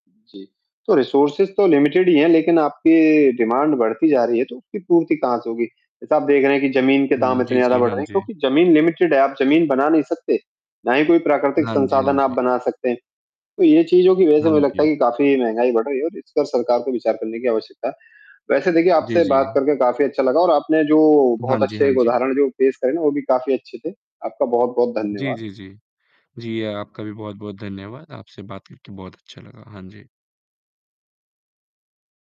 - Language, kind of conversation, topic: Hindi, unstructured, क्या महंगाई ने आपकी ज़िंदगी पर असर डाला है?
- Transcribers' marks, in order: static; in English: "रिसोर्सेस"; in English: "लिमिटेड"; in English: "डिमांड"; distorted speech; in English: "लिमिटेड"